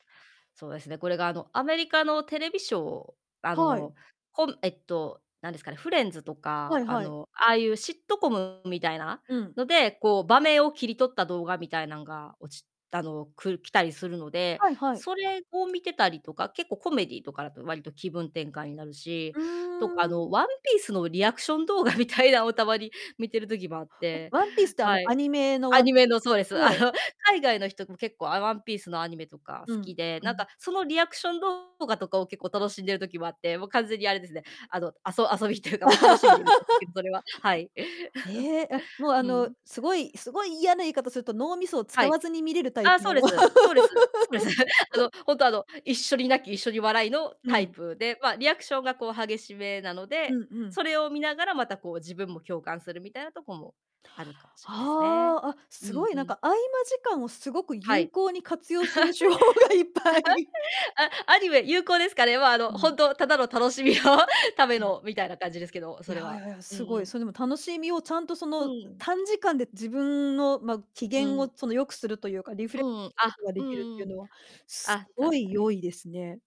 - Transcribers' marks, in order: distorted speech; in English: "シットコム"; laughing while speaking: "みたいなを"; chuckle; unintelligible speech; laugh; unintelligible speech; chuckle; stressed: "嫌な"; laughing while speaking: "そうです"; laugh; laugh; laughing while speaking: "手法がいっぱい"; chuckle; unintelligible speech
- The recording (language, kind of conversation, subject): Japanese, podcast, 短時間でリフレッシュするには、どんなコツがありますか？